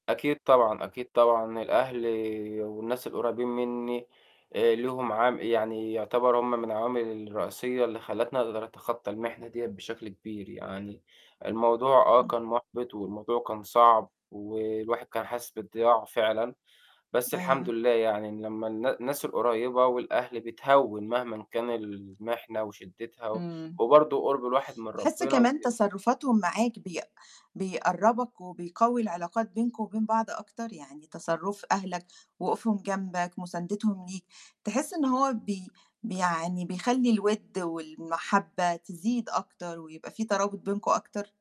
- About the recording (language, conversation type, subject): Arabic, podcast, إزاي بتتعامل مع فترات بتحس فيها إنك تايه؟
- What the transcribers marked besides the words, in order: none